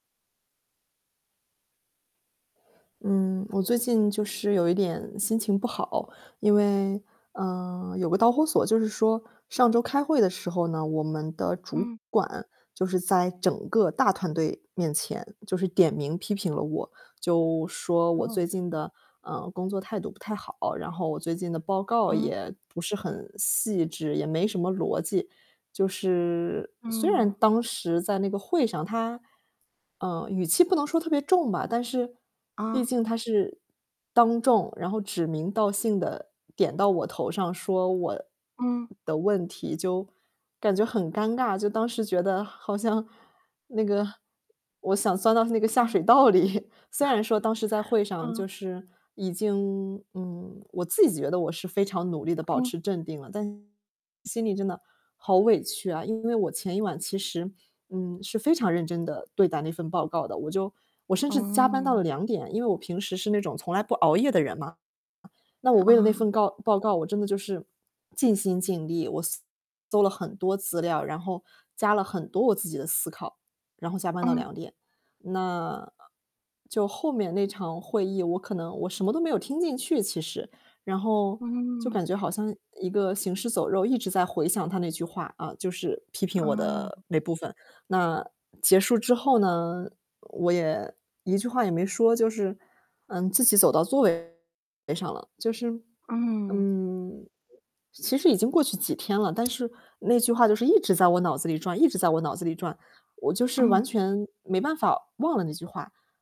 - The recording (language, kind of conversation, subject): Chinese, advice, 你通常如何接受并回应他人的批评和反馈？
- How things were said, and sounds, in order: laughing while speaking: "好像"; laughing while speaking: "下水道里"; chuckle; distorted speech; other noise; other background noise